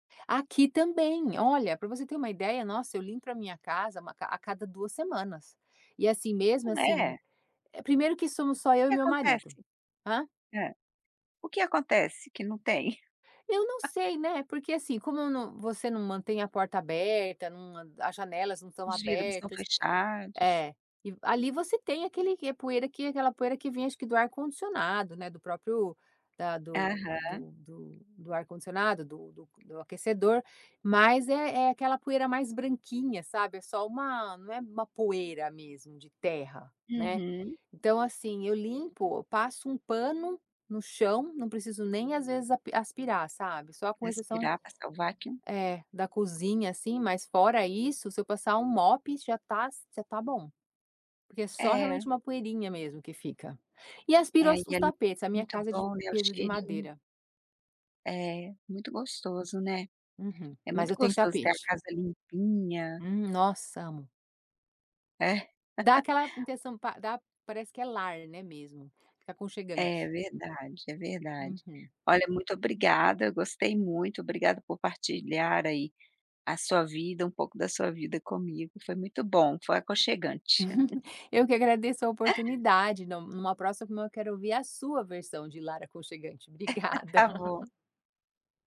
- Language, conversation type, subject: Portuguese, podcast, O que deixa um lar mais aconchegante para você?
- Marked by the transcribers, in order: tapping; chuckle; chuckle; chuckle; laugh; chuckle; laughing while speaking: "Obrigada"; chuckle